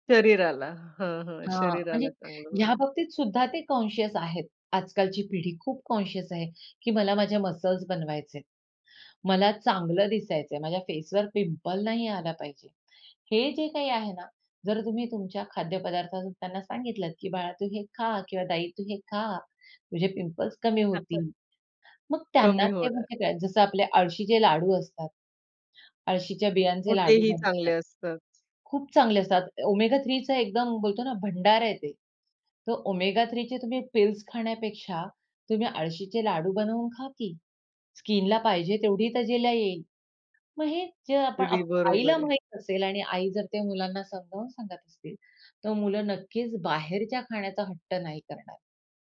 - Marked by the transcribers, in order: in English: "कॉन्शियस"; in English: "कॉन्शियस"; in English: "पिंपल"; in English: "पिंपल्स"; other background noise; in English: "पिल्स"
- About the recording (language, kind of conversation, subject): Marathi, podcast, सणाच्या वेळी तुम्ही कोणतं खास जेवण बनवता?